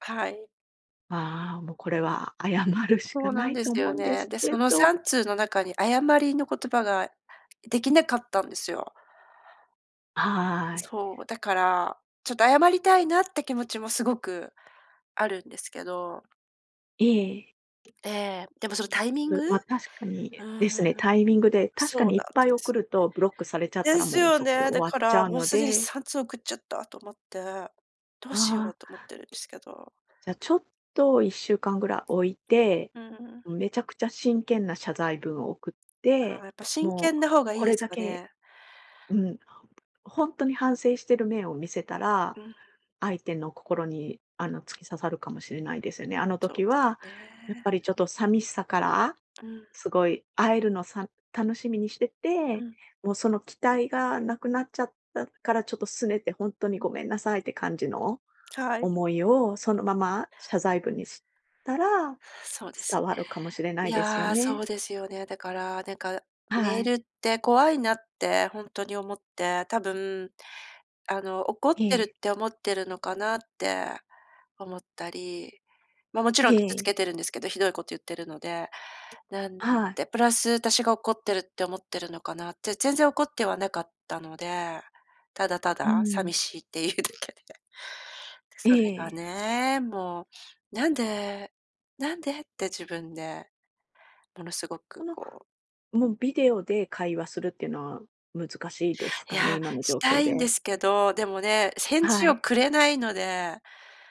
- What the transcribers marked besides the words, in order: other background noise; other noise; laughing while speaking: "だけで"
- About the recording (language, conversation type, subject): Japanese, advice, 過去の失敗を引きずって自己肯定感が回復しないのですが、どうすればよいですか？